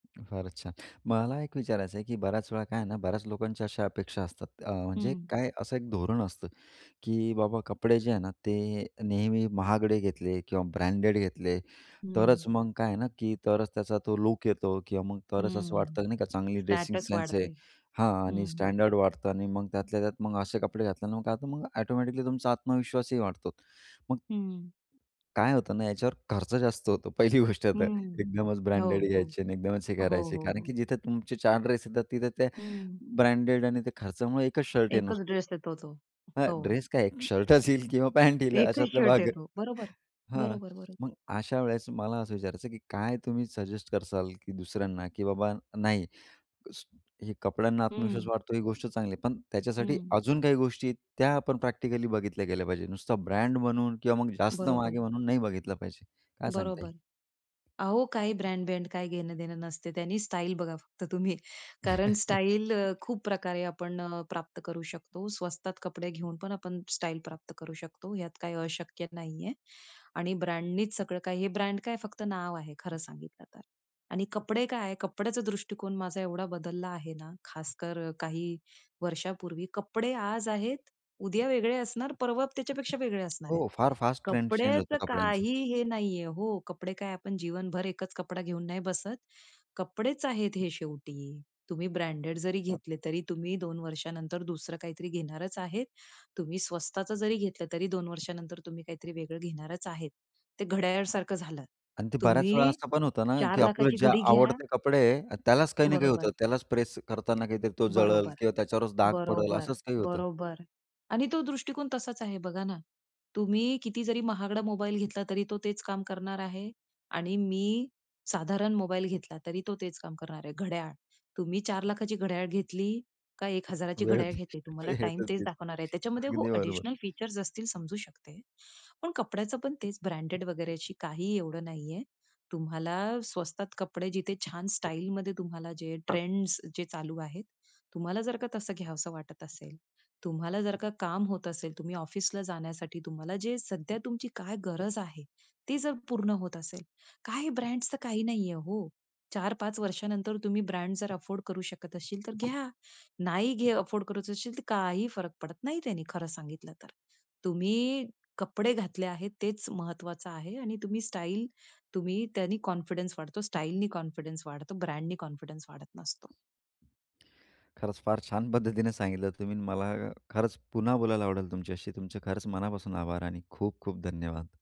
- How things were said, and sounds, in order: other background noise; tapping; in English: "स्टेटस"; laughing while speaking: "पहिली गोष्ट तर"; laughing while speaking: "एक शर्टच येईल किंवा पॅण्ट येईल अशातला भाग आहे"; laughing while speaking: "एकच शर्ट येतो"; in English: "प्रॅक्टिकली"; laughing while speaking: "फक्त तुम्ही"; chuckle; other noise; in Hindi: "घडी"; laughing while speaking: "वेळ तीच वेळ तर तीच"; in English: "ॲडिशनल"; in English: "कॉन्फिडन्स"; in English: "कॉन्फिडन्स"; in English: "कॉन्फिडन्स"
- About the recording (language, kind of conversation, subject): Marathi, podcast, कपड्यांनी तुझा आत्मविश्वास कसा बदलला आहे?